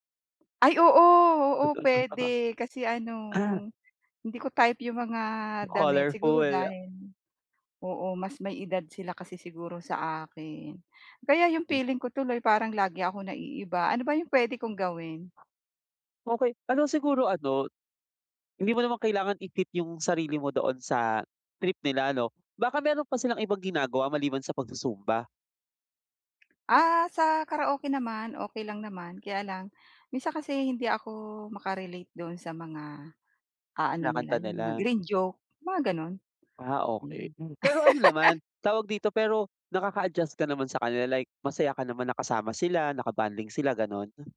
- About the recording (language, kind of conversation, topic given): Filipino, advice, Bakit madalas kong maramdaman na naiiba ako sa grupo ng mga kaibigan ko?
- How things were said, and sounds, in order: laugh; tapping; laugh